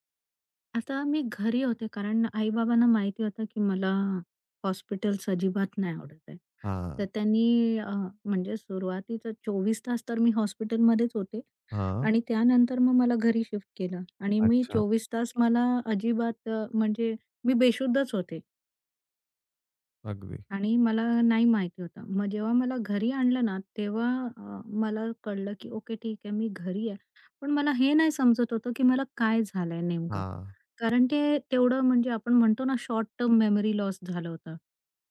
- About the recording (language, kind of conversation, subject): Marathi, podcast, जखम किंवा आजारानंतर स्वतःची काळजी तुम्ही कशी घेता?
- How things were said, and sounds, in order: tapping; other background noise; in English: "शॉर्ट टर्म मेमरी लॉस"